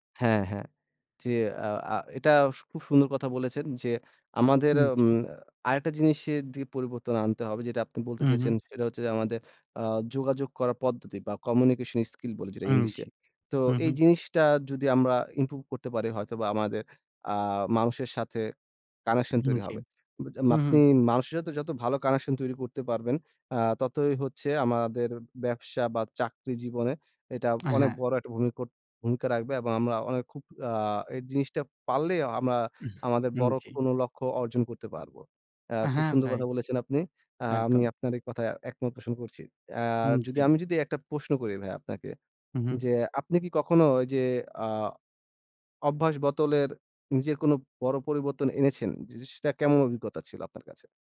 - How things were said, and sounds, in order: tapping
- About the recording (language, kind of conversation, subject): Bengali, unstructured, নিজেকে উন্নত করতে কোন কোন অভ্যাস তোমাকে সাহায্য করে?